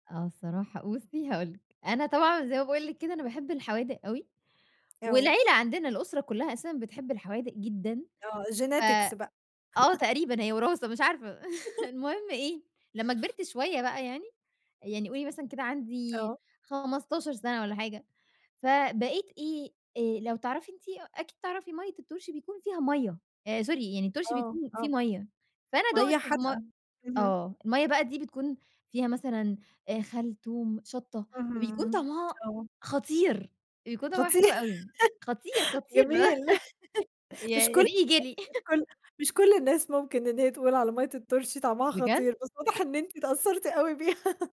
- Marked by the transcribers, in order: in English: "Genetics"; chuckle; laugh; chuckle; in English: "sorry"; laughing while speaking: "خطير، جميل"; stressed: "خطير"; chuckle; chuckle; laugh; chuckle; laughing while speaking: "بيها"; laugh
- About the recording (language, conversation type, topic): Arabic, podcast, إيه أكتر أكلة من زمان بتفكّرك بذكرى لحد دلوقتي؟